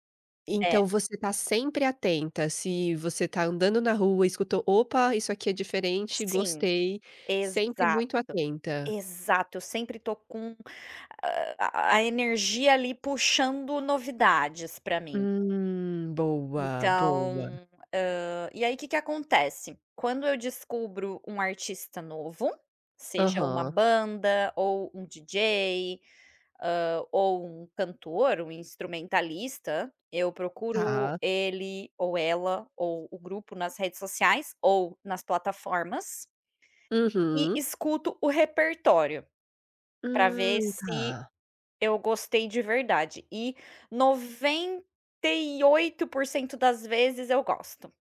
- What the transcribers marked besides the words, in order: other noise
- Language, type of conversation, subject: Portuguese, podcast, Como você escolhe novas músicas para ouvir?